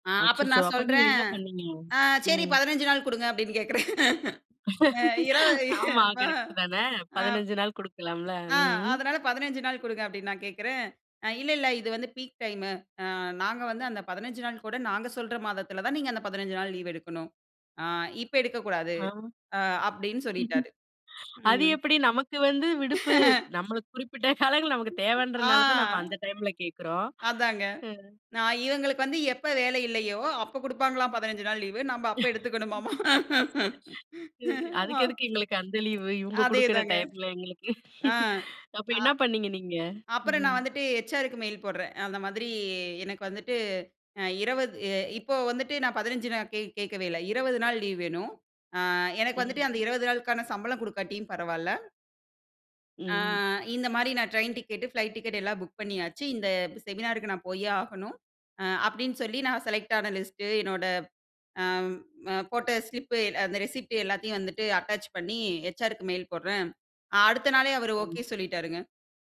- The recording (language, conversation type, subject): Tamil, podcast, பணிமேலாளர் கடுமையாக விமர்சித்தால் நீங்கள் எப்படி பதிலளிப்பீர்கள்?
- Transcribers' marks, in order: other background noise; laugh; laughing while speaking: "ஆமா, கரெக்ட் தானே. பதிஞ்சுது நாள் குடுக்கலாம்ல"; laughing while speaking: "கேக்கறேன். ஆ, இரவு ஆ, ஆ"; in English: "பீக்"; laughing while speaking: "அது எப்டி நமக்கு வந்து விடுப்பு … டைம்ல கேக்கறோம். அ"; laugh; other noise; laugh; laughing while speaking: "அதுக்கு எதுக்கு எங்களுக்கு அந்த லீவ் இவங்க குடுக்குற டைம்ல எங்களுக்கு"; laugh; in English: "ட்ரெயின் டிக்கெட், ஃப்ளைட் டிக்கெட்"; in English: "செமினாருக்கு"; in English: "செலக்ட்"; in English: "லிஸ்ட்"; in English: "ஸ்லிப்"; in English: "ரிசிப்ட்"; in English: "அட்டாச்"